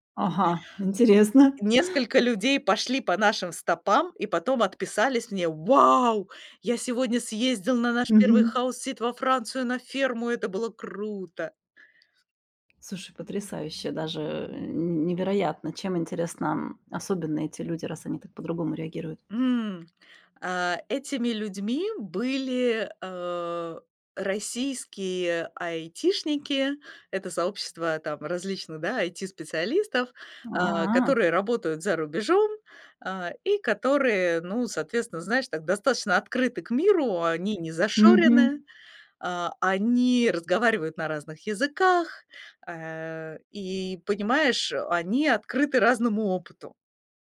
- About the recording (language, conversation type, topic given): Russian, podcast, Как вы реагируете на критику в социальных сетях?
- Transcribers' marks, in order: chuckle; tapping; other background noise